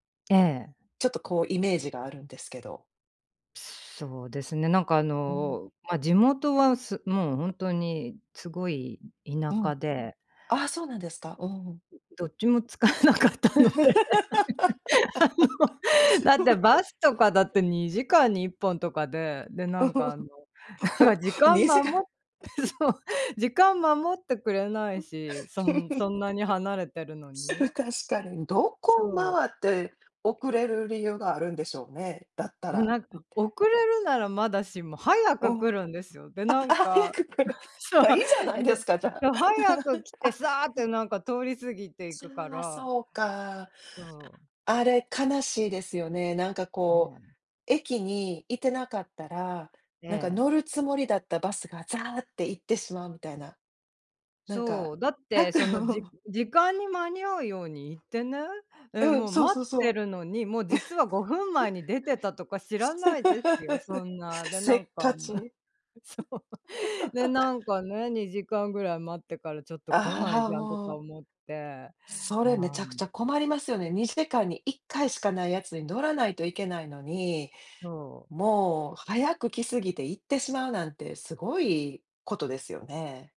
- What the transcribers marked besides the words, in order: tapping; other noise; laughing while speaking: "使えなかったので、あの"; laugh; laughing while speaking: "そう"; laugh; chuckle; laughing while speaking: "ほ にじかん"; laughing while speaking: "なんか"; chuckle; laughing while speaking: "ああ、早く来る"; laugh; laughing while speaking: "そう"; chuckle; laughing while speaking: "あと"; other background noise; chuckle; laugh; chuckle; laughing while speaking: "そう"; chuckle
- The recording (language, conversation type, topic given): Japanese, unstructured, 電車とバスでは、どちらの移動手段がより便利ですか？